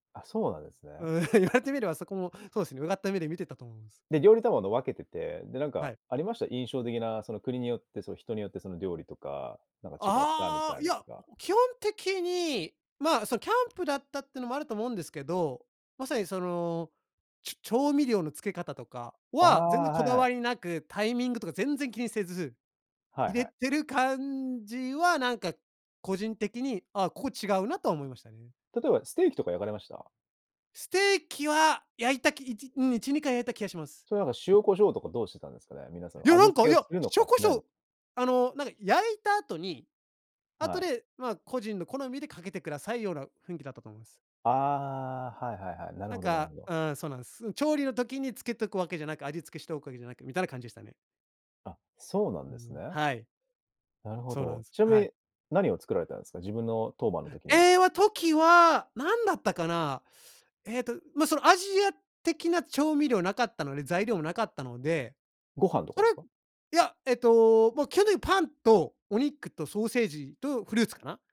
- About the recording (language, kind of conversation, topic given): Japanese, podcast, 好奇心に導かれて訪れた場所について、どんな体験をしましたか？
- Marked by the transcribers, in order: laughing while speaking: "言われてみればそこもそうですね"; anticipating: "いや、なんか、いや、塩胡椒"